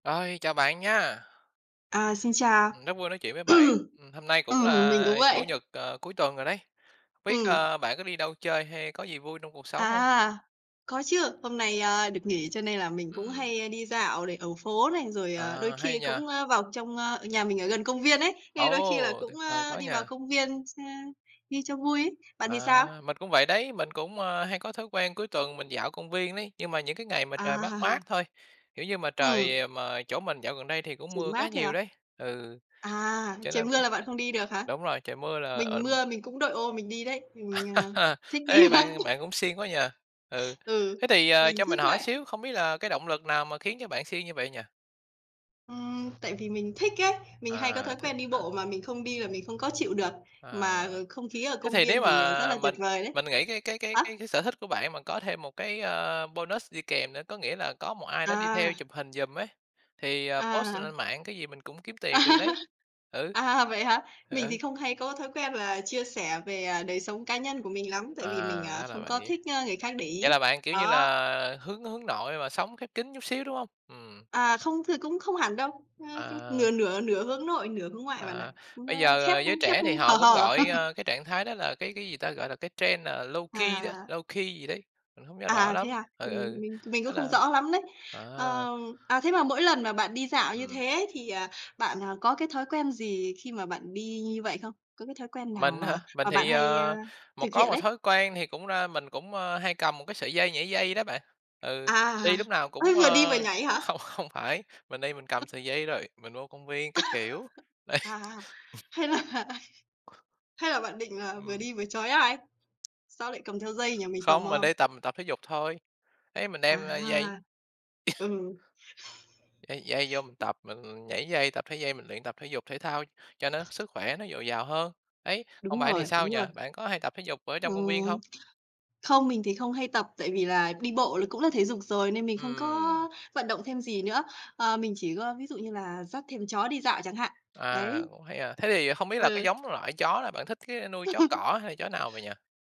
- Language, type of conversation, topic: Vietnamese, unstructured, Bạn cảm thấy thế nào khi đi dạo trong công viên?
- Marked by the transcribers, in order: throat clearing; tapping; laughing while speaking: "À"; laugh; laughing while speaking: "thích đi mà"; other background noise; in English: "bonus"; in English: "post"; laughing while speaking: "À"; chuckle; in English: "trend"; in English: "low key"; in English: "low key"; chuckle; laughing while speaking: "không"; other noise; laugh; laughing while speaking: "hay là"; laughing while speaking: "đây"; cough; laugh